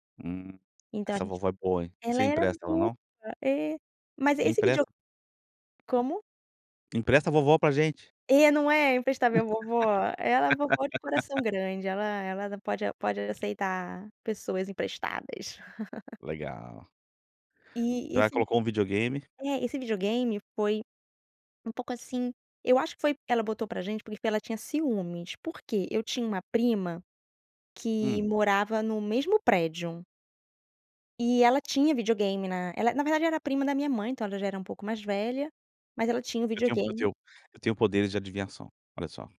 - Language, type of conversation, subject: Portuguese, podcast, Qual receita sempre te lembra de alguém querido?
- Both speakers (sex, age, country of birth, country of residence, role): female, 35-39, Brazil, France, guest; male, 45-49, Brazil, United States, host
- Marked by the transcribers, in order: laugh; laugh